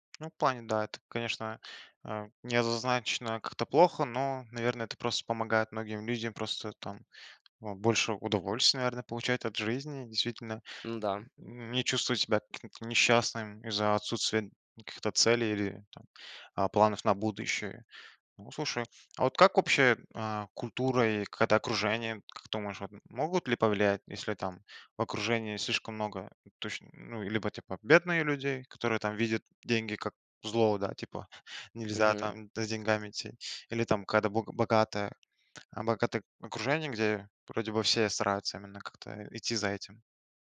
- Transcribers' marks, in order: none
- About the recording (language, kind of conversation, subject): Russian, podcast, Какую роль играет амбиция в твоих решениях?